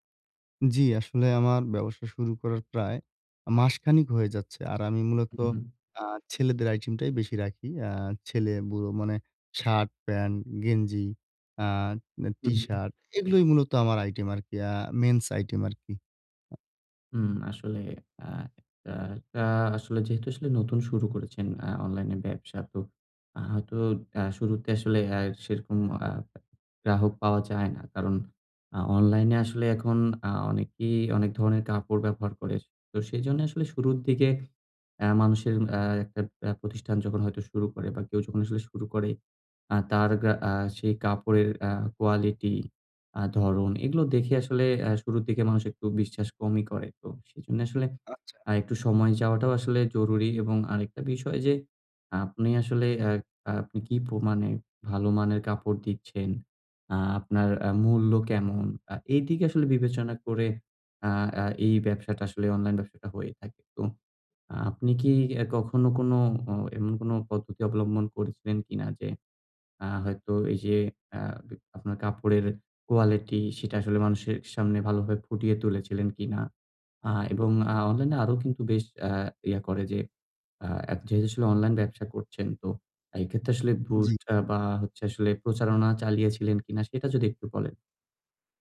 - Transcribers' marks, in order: in English: "men's item"; other background noise
- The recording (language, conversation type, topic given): Bengali, advice, আমি কীভাবে দ্রুত নতুন গ্রাহক আকর্ষণ করতে পারি?
- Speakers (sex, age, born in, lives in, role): male, 20-24, Bangladesh, Bangladesh, advisor; male, 20-24, Bangladesh, Bangladesh, user